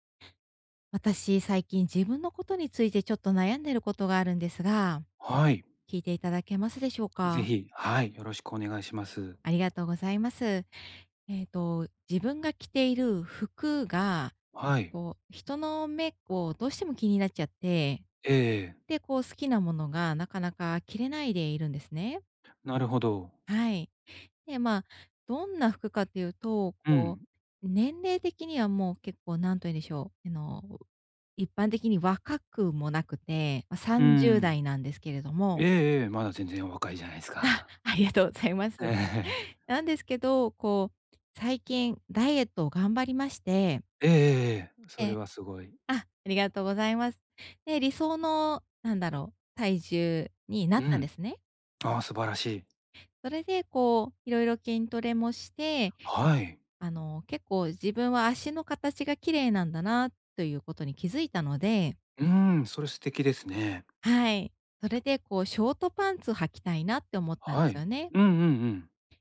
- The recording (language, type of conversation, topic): Japanese, advice, 他人の目を気にせず服を選ぶにはどうすればよいですか？
- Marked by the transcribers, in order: laughing while speaking: "ありがとうございます"; laughing while speaking: "ええ"; tapping